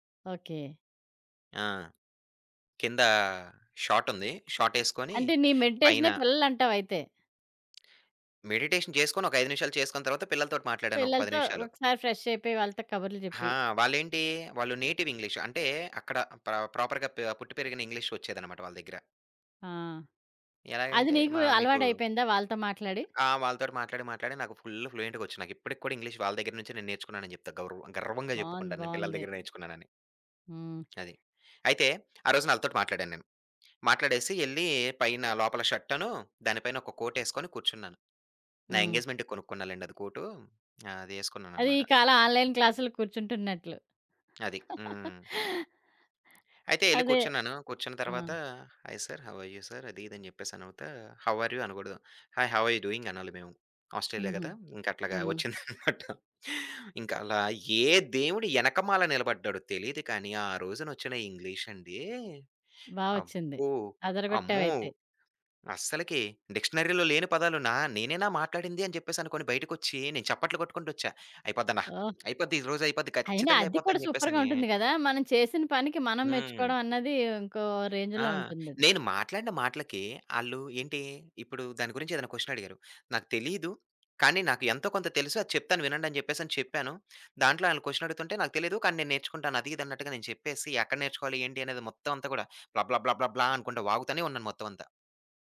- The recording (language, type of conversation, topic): Telugu, podcast, ఉద్యోగ భద్రతా లేదా స్వేచ్ఛ — మీకు ఏది ఎక్కువ ముఖ్యమైంది?
- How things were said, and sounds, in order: tapping; other background noise; in English: "మెడిటేషన్"; in English: "నేటివ్ ఇంగ్లీష్"; in English: "ప్ర ప్రాపర్‌గా"; in English: "ఎంగేజ్‌మెంట్‌కి"; in English: "ఆన్‌లైన్"; chuckle; in English: "హాయ్ సర్, హౌ ఆర్ యు సర్"; in English: "హౌ ఆర్ యు"; in English: "హాయ్, హౌ ఆర్ యు డూయింగ్"; laughing while speaking: "వచ్చిందన్నమాట"; in English: "డిక్షనరీలో"; in English: "సూపర్‌గా"; in English: "రేంజ్‌లో"; in English: "క్వశ్చన్"; in English: "క్వశ్చన్"